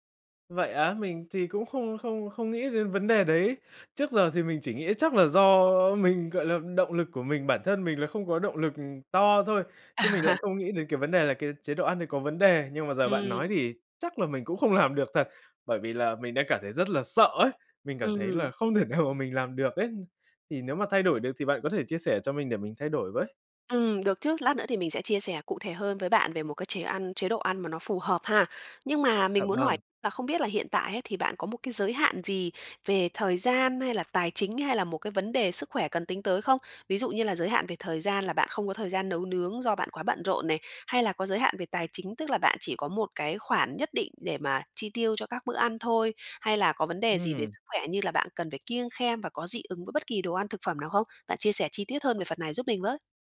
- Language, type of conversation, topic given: Vietnamese, advice, Làm sao để không thất bại khi ăn kiêng và tránh quay lại thói quen cũ?
- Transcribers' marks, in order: laugh; laughing while speaking: "làm"; laughing while speaking: "không thể nào"; tapping